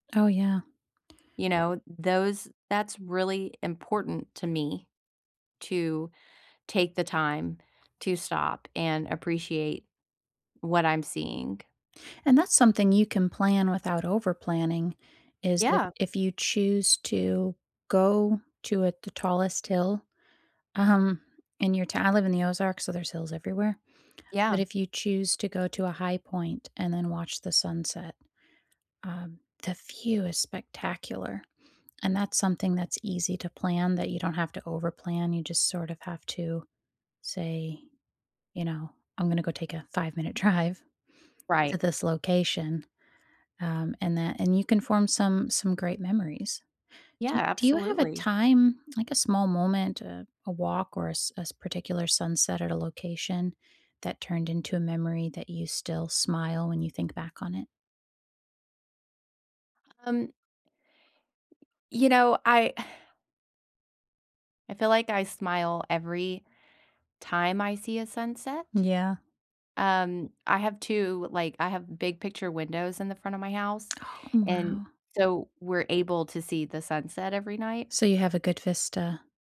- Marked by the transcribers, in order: tapping; other background noise; exhale
- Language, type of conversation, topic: English, unstructured, How can I make moments meaningful without overplanning?